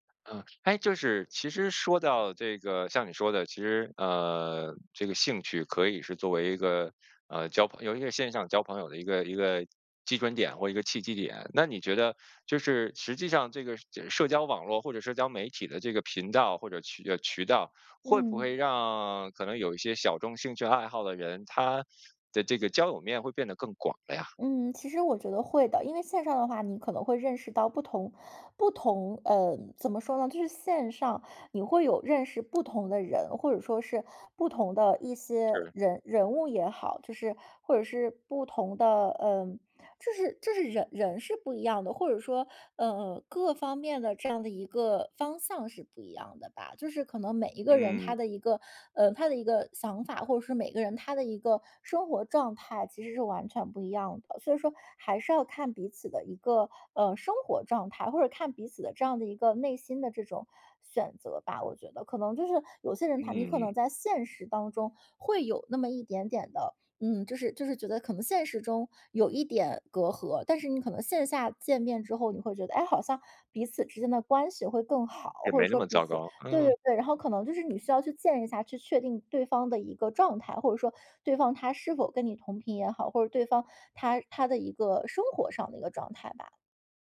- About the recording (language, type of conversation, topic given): Chinese, podcast, 你怎么看待线上交友和线下交友？
- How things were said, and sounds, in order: tapping